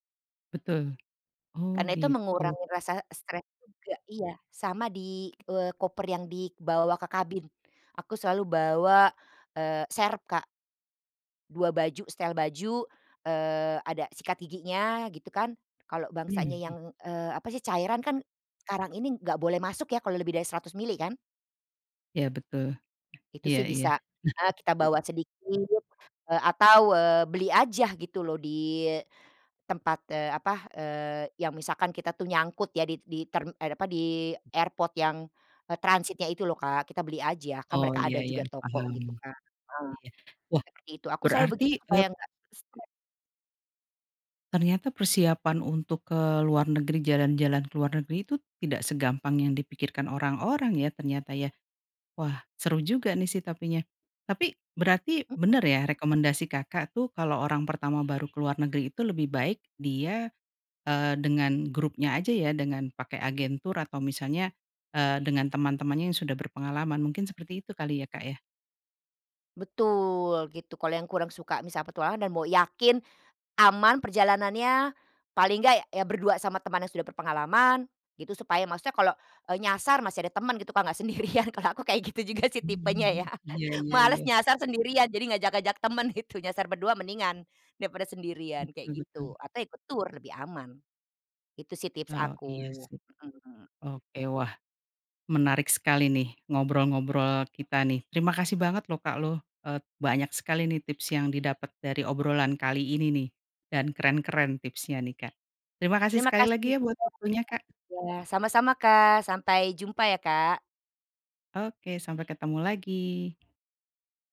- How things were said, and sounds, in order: tapping; other background noise; in English: "airport"; background speech; stressed: "yakin aman"; laughing while speaking: "sendirian kalau aku kayak gitu juga sih tipenya ya"; laugh; laughing while speaking: "itu"
- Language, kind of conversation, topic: Indonesian, podcast, Apa saran utama yang kamu berikan kepada orang yang baru pertama kali bepergian sebelum mereka berangkat?